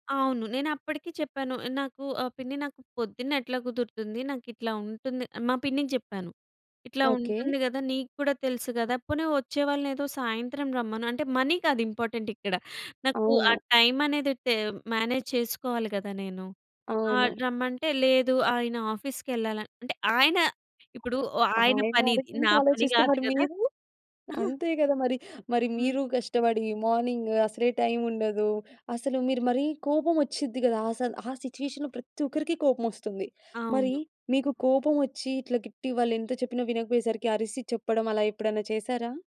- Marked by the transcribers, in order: in English: "మనీ"; in English: "మేనేజ్"; in English: "ఆఫీస్‌కెళ్ళాల"; other noise; chuckle; in English: "సిట్యుయేషన్‌లో"
- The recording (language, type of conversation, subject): Telugu, podcast, నీకు అవసరమైన వ్యక్తిగత హద్దులను నువ్వు ఎలా నిర్ణయించుకుని పాటిస్తావు?